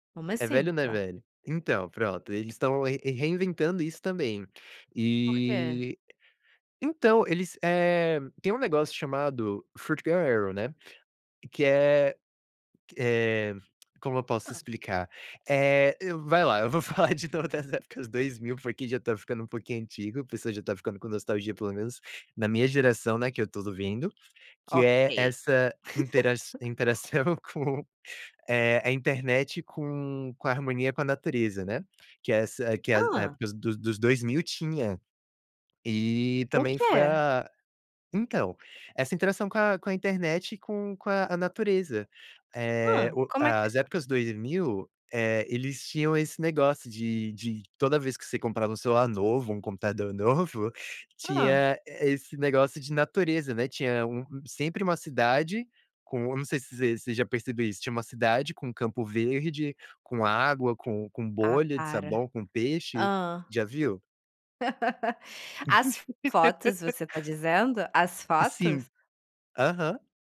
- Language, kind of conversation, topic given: Portuguese, podcast, Como as novas gerações reinventam velhas tradições?
- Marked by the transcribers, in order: other noise; tapping; in English: "foot girls erin"; laughing while speaking: "eu vou falar de todas as épocas"; "vivendo" said as "duvindo"; laugh; chuckle; laugh; laugh